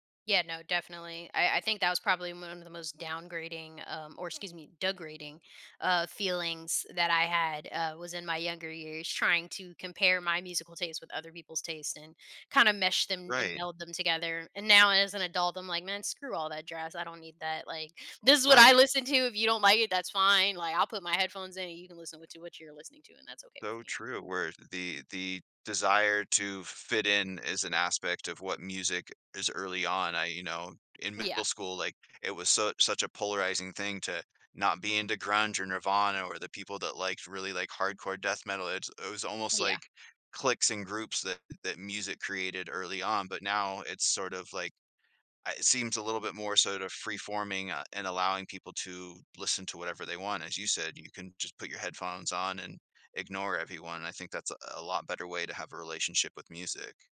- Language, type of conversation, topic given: English, podcast, How do early experiences shape our lifelong passion for music?
- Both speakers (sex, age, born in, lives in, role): female, 30-34, United States, United States, guest; male, 40-44, Canada, United States, host
- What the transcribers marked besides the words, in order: other background noise; tapping